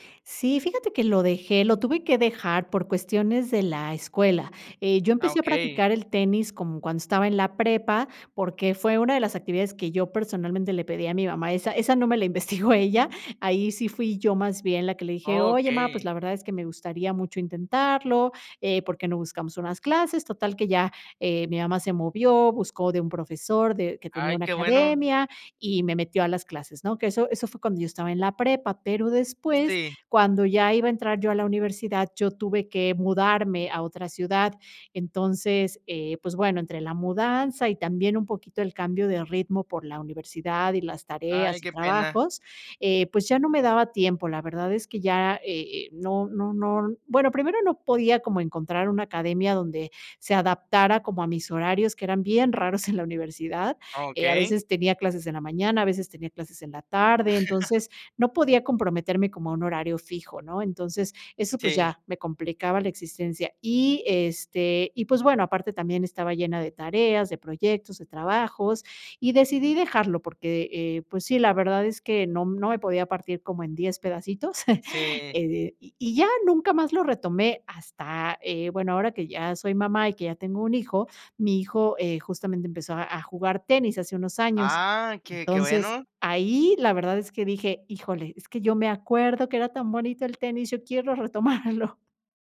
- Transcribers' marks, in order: laughing while speaking: "investigó"; laugh; chuckle; laughing while speaking: "retomarlo"
- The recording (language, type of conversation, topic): Spanish, podcast, ¿Qué pasatiempo dejaste y te gustaría retomar?